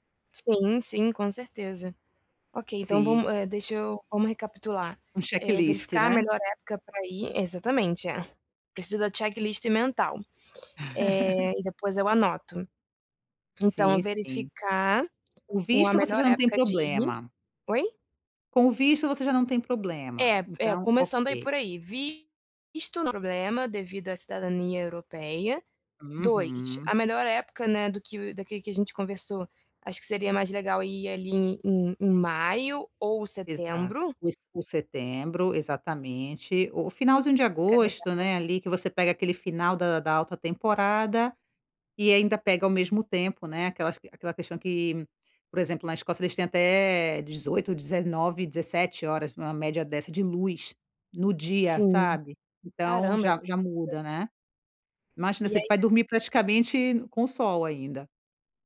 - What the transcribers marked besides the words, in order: chuckle; other background noise; tapping; unintelligible speech
- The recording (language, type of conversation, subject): Portuguese, advice, Como posso organizar melhor a logística das minhas férias e deslocamentos?